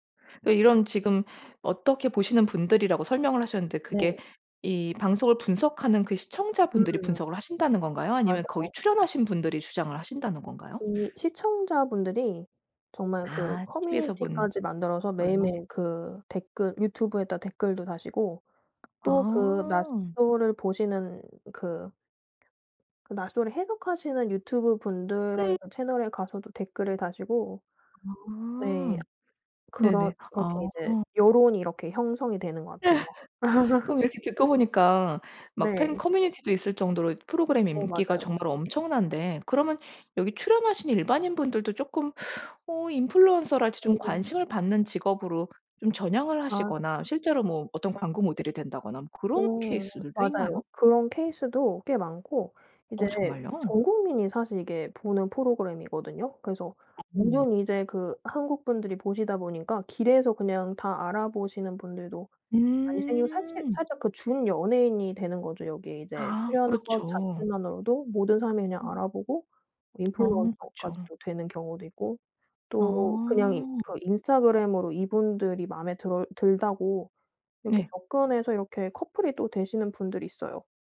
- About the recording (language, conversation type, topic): Korean, podcast, 좋아하는 유튜브 채널이나 크리에이터는 누구인가요?
- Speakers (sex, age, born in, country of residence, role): female, 30-34, South Korea, Sweden, guest; female, 40-44, United States, Sweden, host
- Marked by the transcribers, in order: other background noise; tapping; laugh